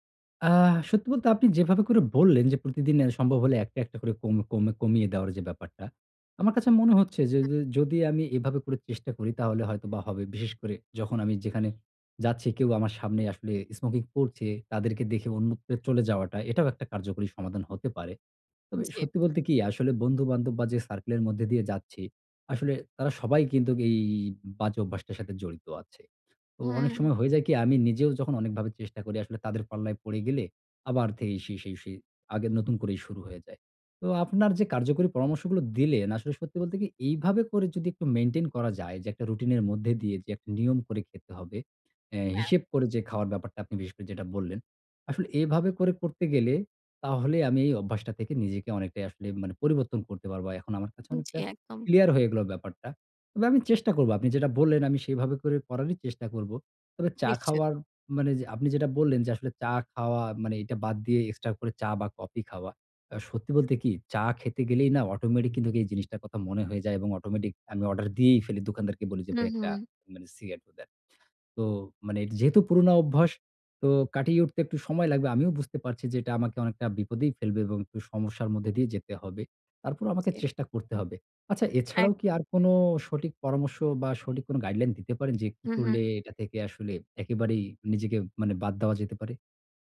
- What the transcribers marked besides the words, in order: other noise
- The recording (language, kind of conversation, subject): Bengali, advice, আমি কীভাবে দীর্ঘমেয়াদে পুরোনো খারাপ অভ্যাস বদলাতে পারি?